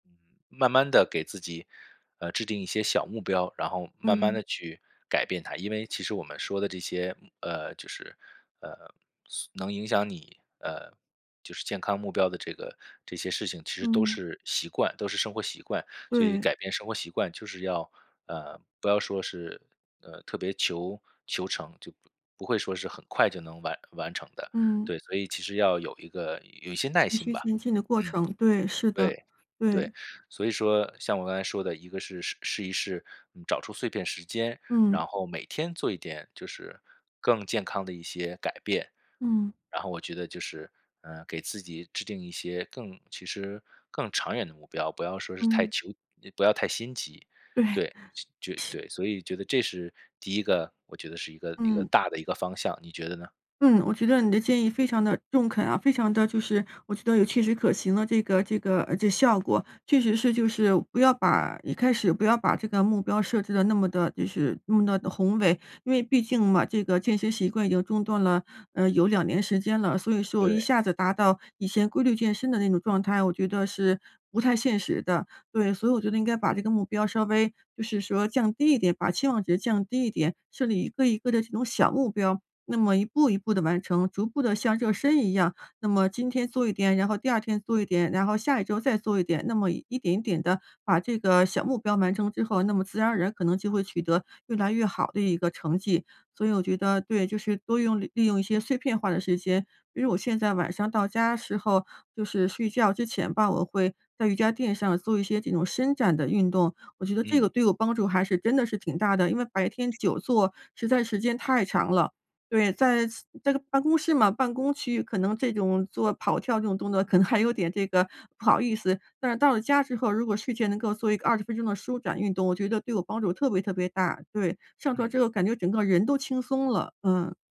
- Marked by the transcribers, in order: tapping; laughing while speaking: "对"; other noise; other background noise; laughing while speaking: "可能"
- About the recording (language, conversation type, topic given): Chinese, advice, 我每天久坐、运动量不够，应该怎么开始改变？